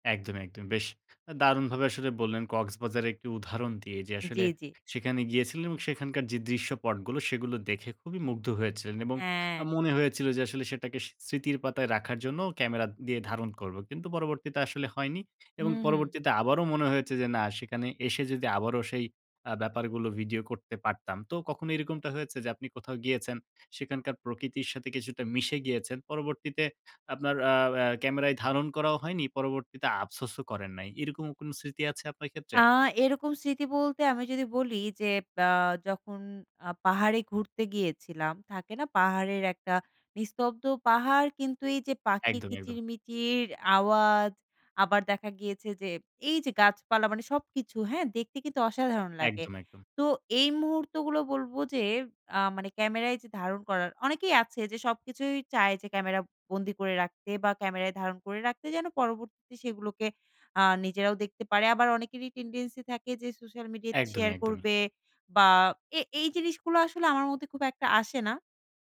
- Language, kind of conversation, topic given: Bengali, podcast, একটি মুহূর্ত ক্যামেরায় ধরে রাখবেন, নাকি ফোন নামিয়ে সরাসরি উপভোগ করবেন—আপনি কীভাবে সিদ্ধান্ত নেন?
- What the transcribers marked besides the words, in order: in English: "টেনডেন্সি"